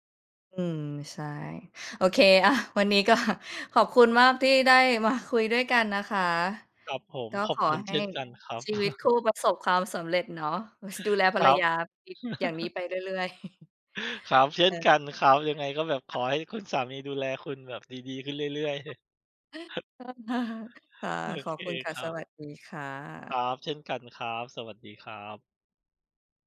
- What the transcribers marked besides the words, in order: laughing while speaking: "อา วันนี้ก็"; chuckle; other background noise; chuckle; chuckle; unintelligible speech; chuckle
- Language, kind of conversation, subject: Thai, unstructured, คุณคิดว่าอะไรทำให้ความรักยืนยาว?